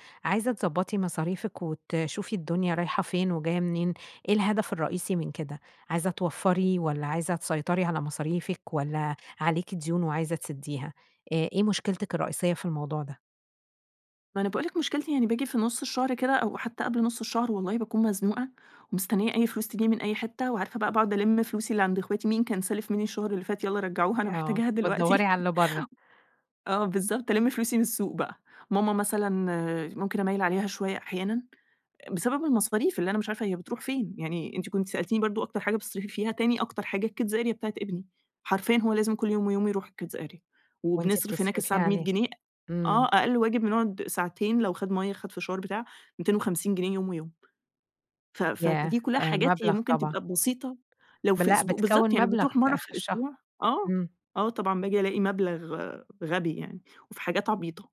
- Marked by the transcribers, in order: laughing while speaking: "دلوقتي"; in English: "الkids area"; in English: "الkids area"
- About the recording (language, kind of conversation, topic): Arabic, advice, إزاي أقدر أتابع مصروفاتي وأعرف فلوسي بتروح فين؟